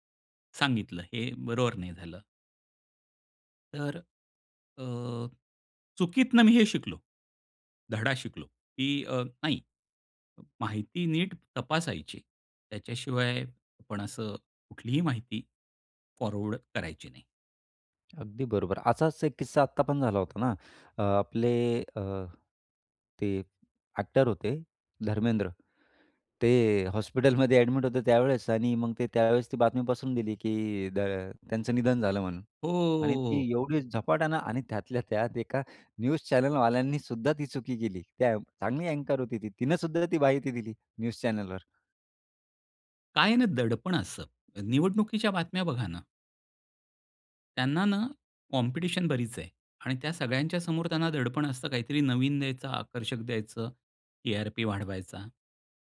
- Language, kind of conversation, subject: Marathi, podcast, सोशल मीडियावरील माहिती तुम्ही कशी गाळून पाहता?
- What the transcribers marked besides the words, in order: tapping; drawn out: "हो!"; in English: "न्यूज चॅनेल"; in English: "न्यूज चॅनलवर"; other noise